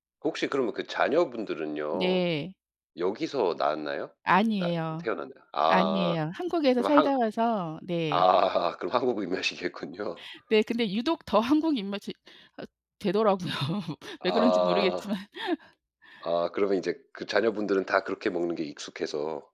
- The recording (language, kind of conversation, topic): Korean, unstructured, 가장 기억에 남는 가족 식사는 언제였나요?
- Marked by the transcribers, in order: laughing while speaking: "아. 그럼 한국 입맛이겠군요"; laugh; laughing while speaking: "되더라고요. 왜 그런진 모르겠지만"; laugh